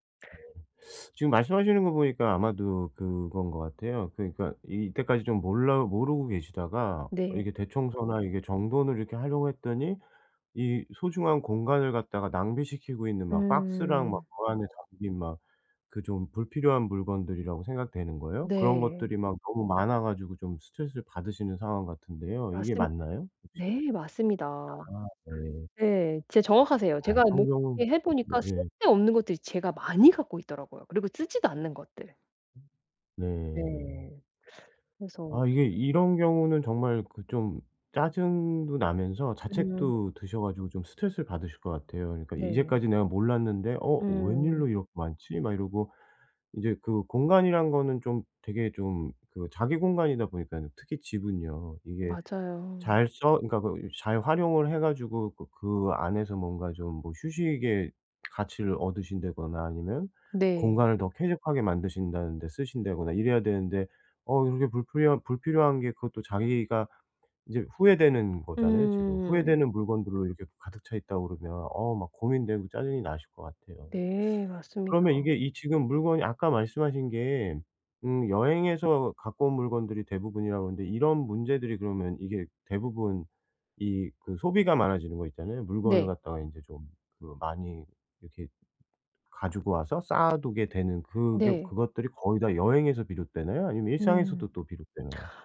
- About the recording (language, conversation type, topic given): Korean, advice, 물건을 줄이고 경험에 더 집중하려면 어떻게 하면 좋을까요?
- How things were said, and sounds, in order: teeth sucking; unintelligible speech; other background noise; unintelligible speech; tapping